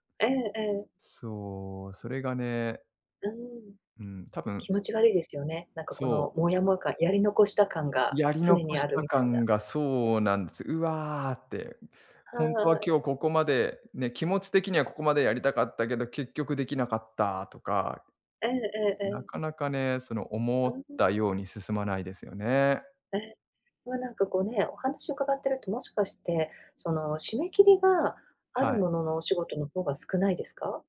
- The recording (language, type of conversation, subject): Japanese, advice, 小さなミスが増えて自己評価が下がってしまうのはなぜでしょうか？
- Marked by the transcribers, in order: none